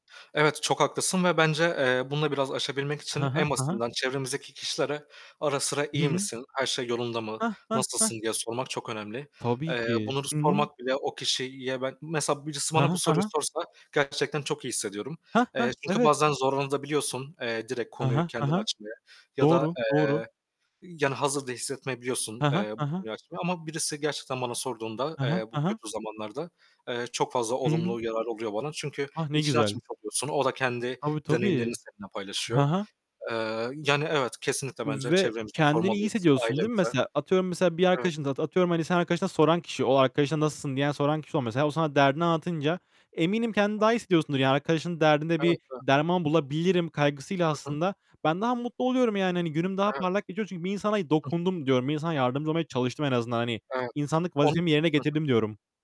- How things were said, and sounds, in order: static; other background noise; distorted speech; "zorlanabiliyorsun da" said as "zorlanadabiliyorsun"; unintelligible speech; unintelligible speech; tapping
- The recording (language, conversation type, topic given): Turkish, unstructured, Duygusal zorluklar yaşarken yardım istemek neden zor olabilir?